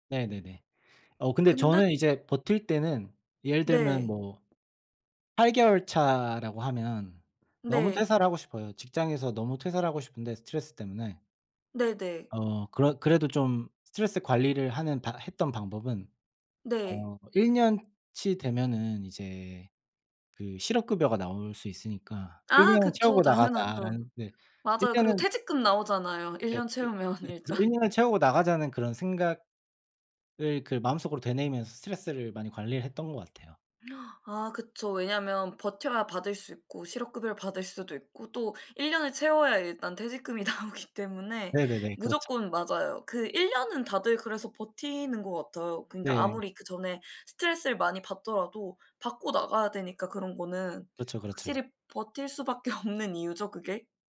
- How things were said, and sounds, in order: other background noise; unintelligible speech; laughing while speaking: "채우면 일단"; laughing while speaking: "나오기"; laughing while speaking: "수밖에 없는"
- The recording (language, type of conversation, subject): Korean, unstructured, 직장에서 스트레스를 어떻게 관리하시나요?